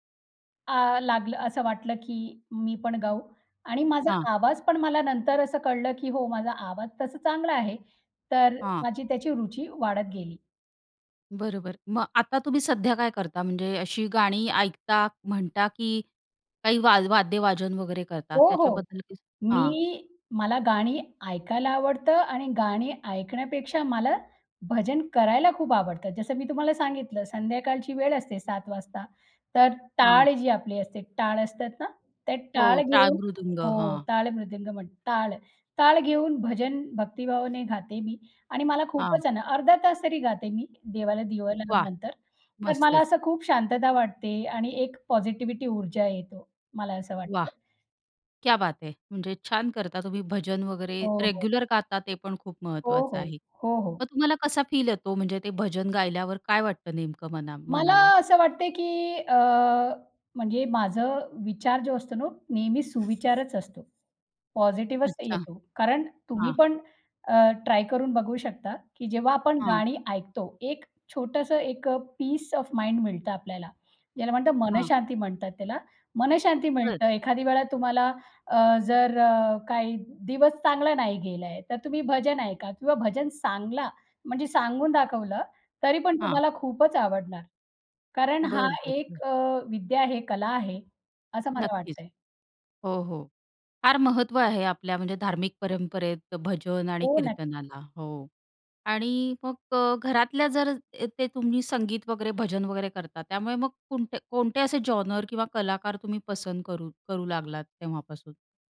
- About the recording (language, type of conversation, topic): Marathi, podcast, तुमच्या संगीताच्या आवडीवर कुटुंबाचा किती आणि कसा प्रभाव पडतो?
- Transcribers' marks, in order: in English: "पॉझिटिव्हिटी"; in Hindi: "क्या बात है"; in English: "रेग्युलर"; in English: "फील"; other background noise; in English: "पॉझिटिव्हच"; in English: "पीस ओएफ माइंड"; in English: "जॉनर"